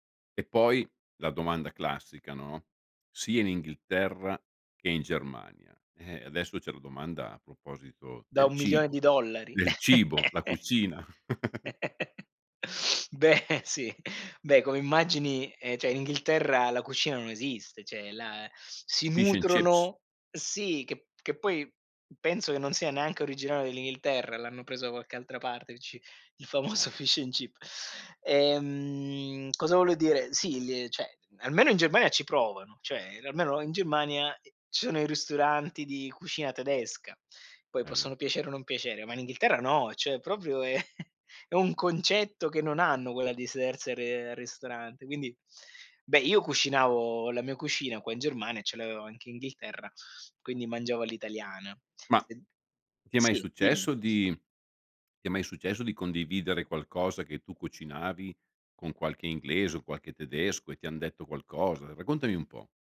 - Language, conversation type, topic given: Italian, podcast, Che consigli daresti a chi vuole cominciare oggi?
- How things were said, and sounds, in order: laugh; chuckle; laugh; "nutrono" said as "mutrono"; laughing while speaking: "il famoso Fish&Chips"; "ci sono" said as "ciono"; chuckle; "sedersi" said as "sersere"; other background noise; unintelligible speech